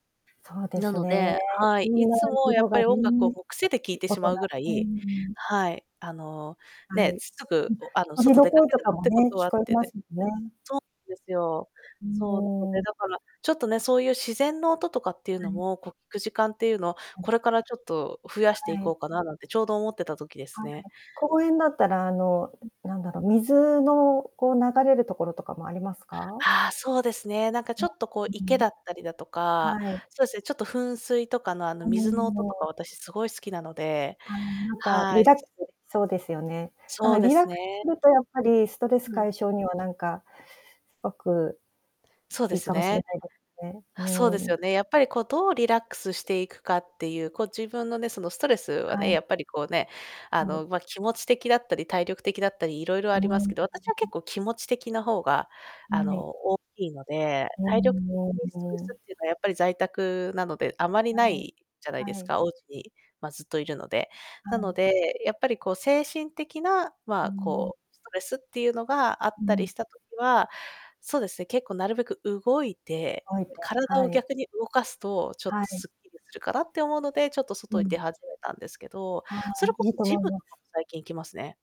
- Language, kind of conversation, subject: Japanese, podcast, ストレスを感じたとき、どのように解消していますか？
- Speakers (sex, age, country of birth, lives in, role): female, 30-34, Japan, Poland, guest; female, 55-59, Japan, Japan, host
- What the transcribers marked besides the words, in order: distorted speech; tapping; unintelligible speech; unintelligible speech; static; other background noise